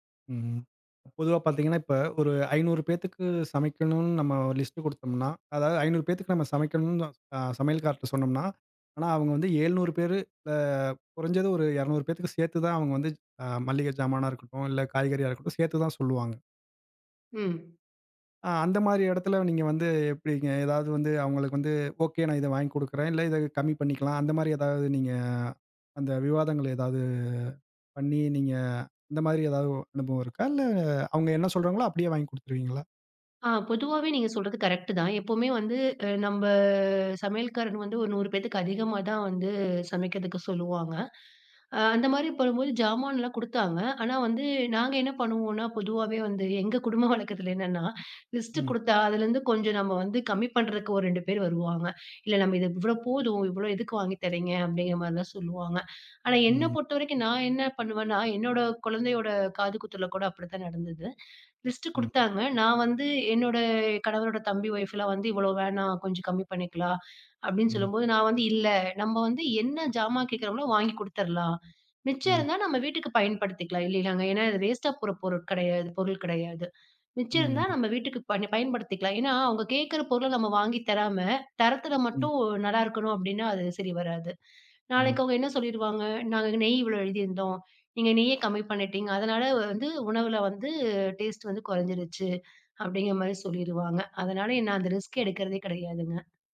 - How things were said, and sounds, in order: "கிட்ட" said as "காரர்ட"; drawn out: "நம்ப"; "நம்ம" said as "நம்ப"; "சமைக்குறதுக்கு" said as "சமைக்கதுக்கு"; tapping
- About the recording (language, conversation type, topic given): Tamil, podcast, ஒரு பெரிய விருந்துச் சமையலை முன்கூட்டியே திட்டமிடும்போது நீங்கள் முதலில் என்ன செய்வீர்கள்?